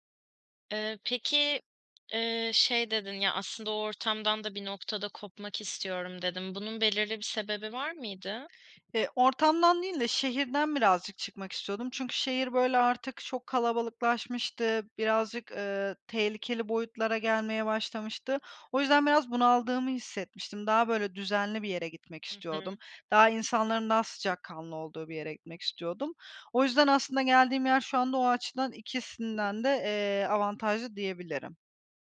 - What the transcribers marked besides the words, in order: tapping
- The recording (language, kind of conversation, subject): Turkish, advice, Yeni bir yerde nasıl sosyal çevre kurabilir ve uyum sağlayabilirim?